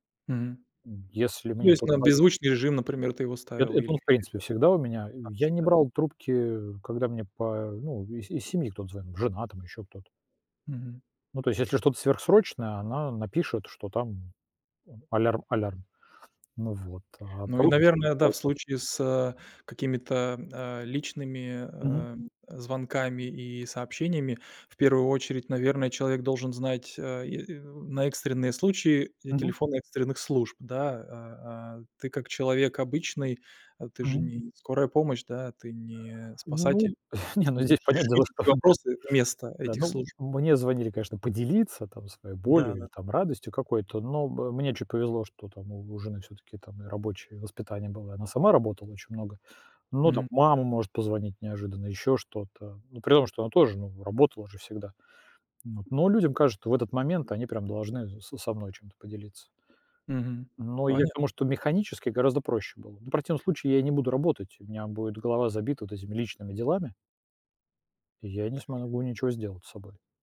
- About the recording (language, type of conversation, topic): Russian, podcast, Что помогает вам балансировать работу и личную жизнь?
- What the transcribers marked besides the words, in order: tapping; chuckle; laughing while speaking: "что"; other background noise